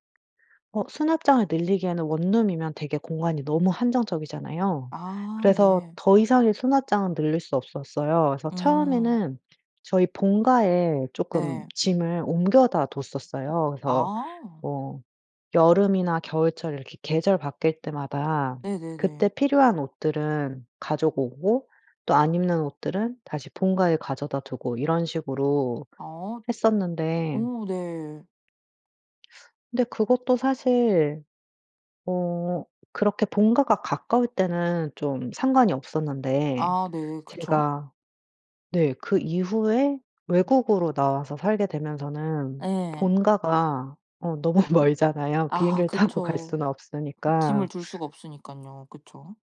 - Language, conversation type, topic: Korean, podcast, 작은 집을 효율적으로 사용하는 방법은 무엇인가요?
- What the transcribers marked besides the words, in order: other background noise; "가지고" said as "가져고"; laughing while speaking: "너무 멀잖아요"; laughing while speaking: "타고"